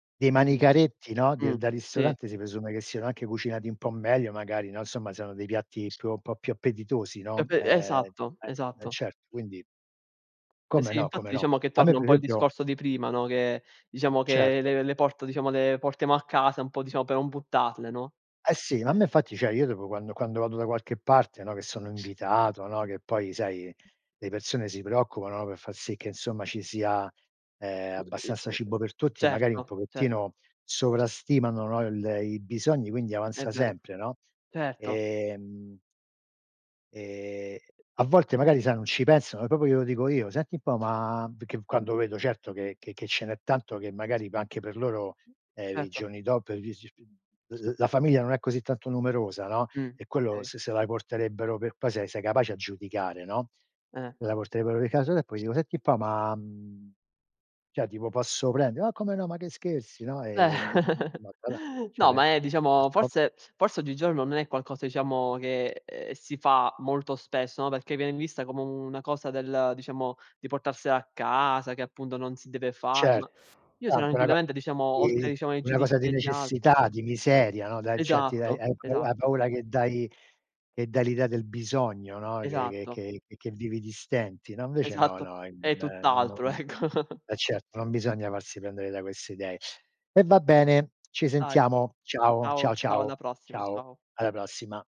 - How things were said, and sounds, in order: other background noise; "Proprio" said as "propio"; drawn out: "Ehm"; other noise; tapping; drawn out: "e"; drawn out: "ma"; unintelligible speech; laughing while speaking: "Eh"; sniff; unintelligible speech; unintelligible speech; chuckle
- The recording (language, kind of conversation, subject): Italian, unstructured, Ti dà fastidio quando qualcuno spreca cibo a tavola?